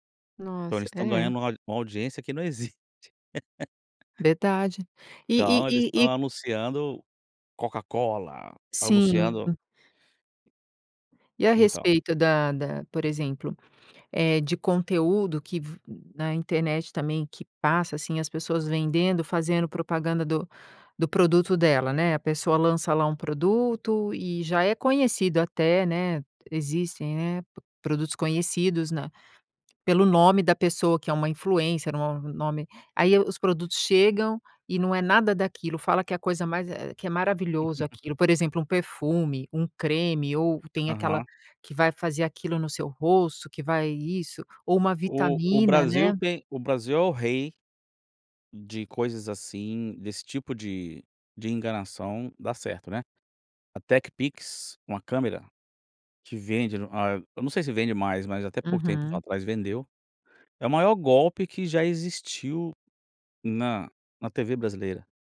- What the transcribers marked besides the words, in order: laugh; laugh
- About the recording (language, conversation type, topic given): Portuguese, podcast, O que faz um conteúdo ser confiável hoje?